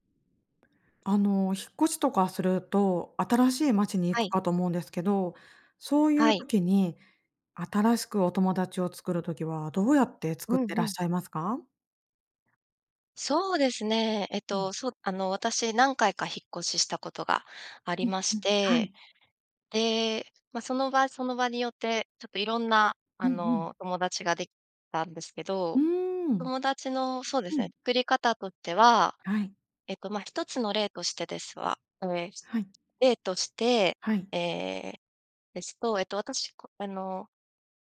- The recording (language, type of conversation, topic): Japanese, podcast, 新しい街で友達を作るには、どうすればいいですか？
- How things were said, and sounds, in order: "としては" said as "とっては"